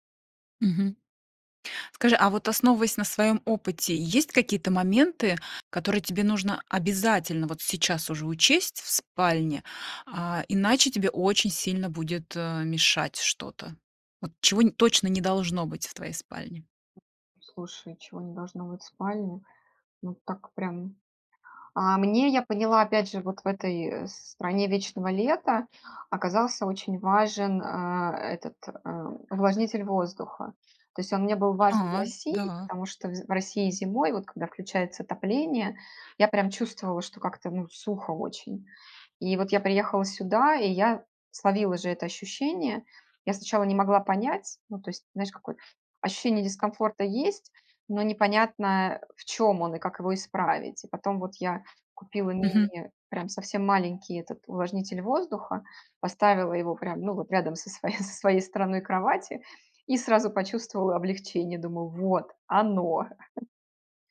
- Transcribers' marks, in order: tapping; other background noise; laughing while speaking: "со своей со своей"; stressed: "оно"; chuckle
- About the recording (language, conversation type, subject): Russian, podcast, Как организовать спальное место, чтобы лучше высыпаться?